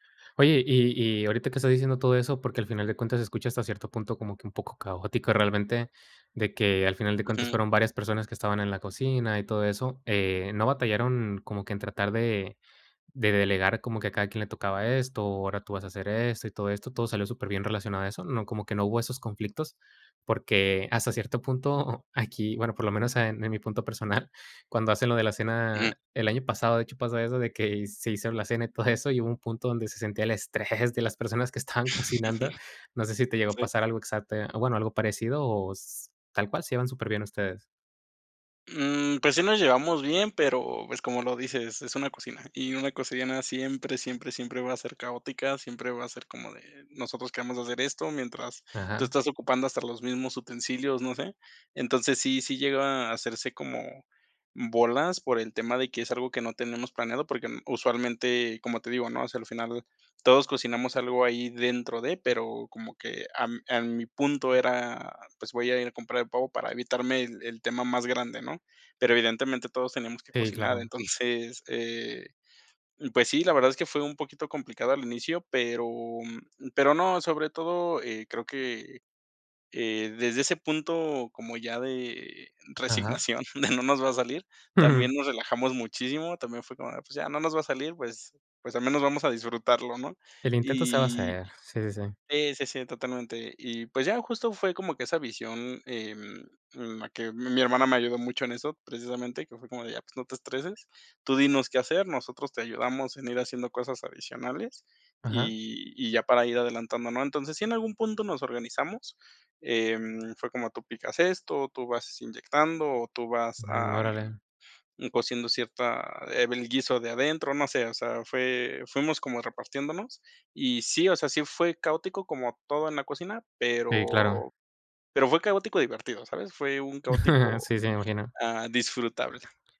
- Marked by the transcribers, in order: giggle; laugh; giggle; giggle; chuckle
- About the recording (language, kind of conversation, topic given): Spanish, podcast, ¿Qué comida festiva recuerdas siempre con cariño y por qué?